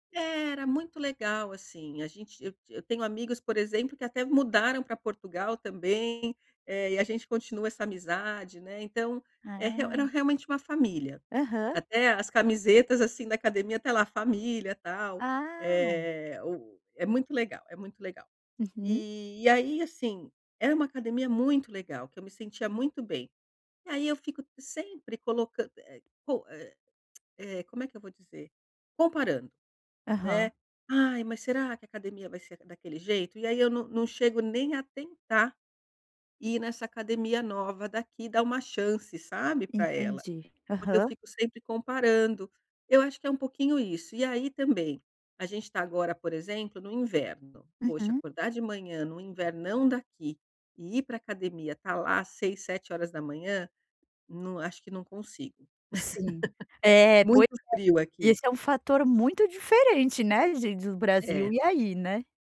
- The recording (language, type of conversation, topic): Portuguese, advice, Como manter a motivação sem abrir mão do descanso necessário?
- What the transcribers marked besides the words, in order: tongue click; laugh